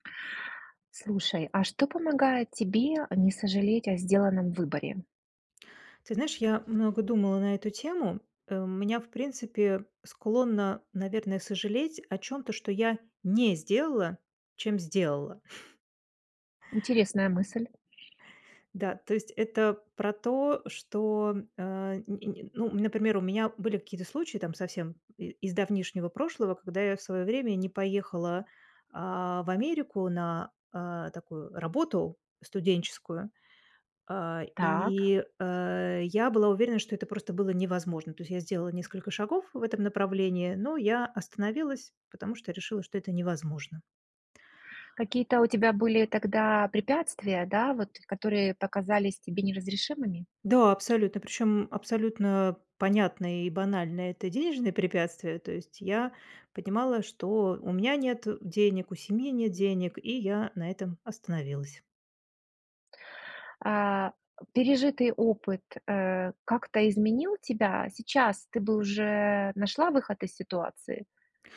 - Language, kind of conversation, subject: Russian, podcast, Что помогает не сожалеть о сделанном выборе?
- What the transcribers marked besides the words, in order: other background noise; tapping